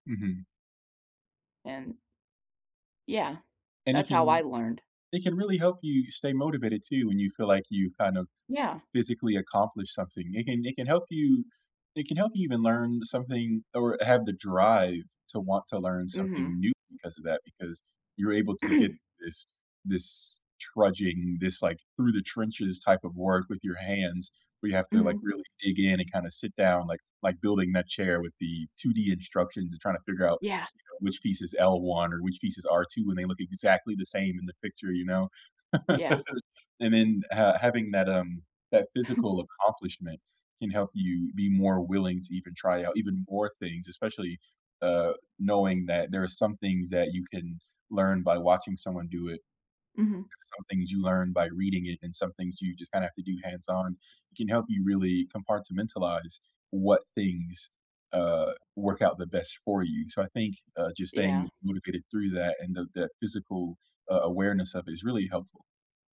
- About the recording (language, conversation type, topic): English, unstructured, What is your favorite way to learn new things?
- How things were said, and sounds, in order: throat clearing; tapping; other background noise; chuckle